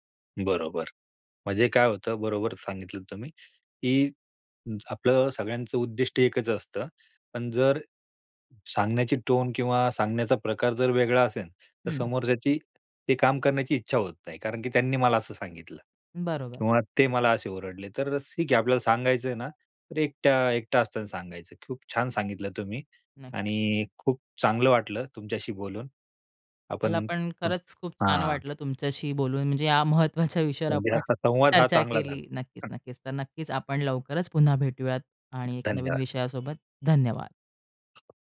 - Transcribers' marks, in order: other noise; other background noise; horn
- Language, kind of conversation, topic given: Marathi, podcast, टीममधला चांगला संवाद कसा असतो?